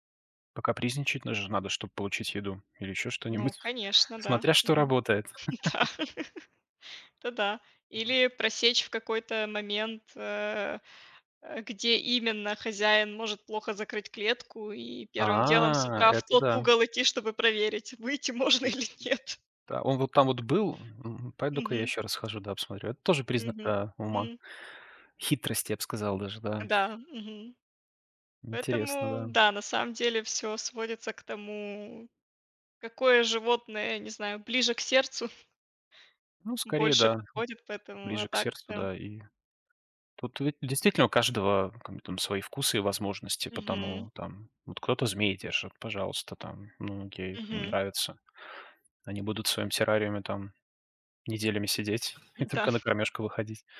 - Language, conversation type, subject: Russian, unstructured, Какие животные тебе кажутся самыми умными и почему?
- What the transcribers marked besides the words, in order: tapping; chuckle; laughing while speaking: "Да"; laugh; unintelligible speech; drawn out: "А"; laughing while speaking: "выйти можно или нет"; other noise; other background noise; laughing while speaking: "М, да"